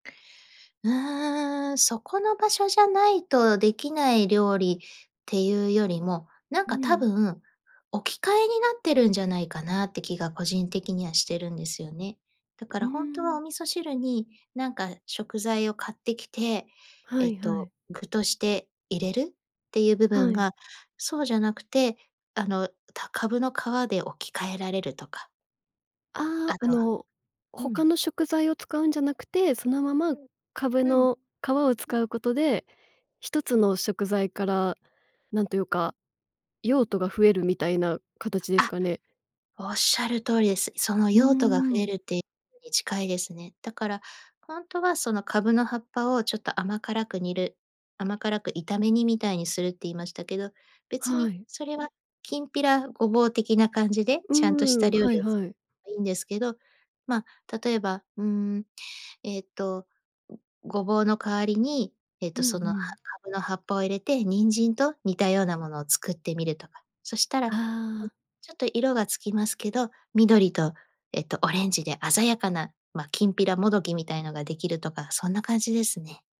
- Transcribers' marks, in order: other noise
- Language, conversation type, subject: Japanese, podcast, 食材の無駄を減らすために普段どんな工夫をしていますか？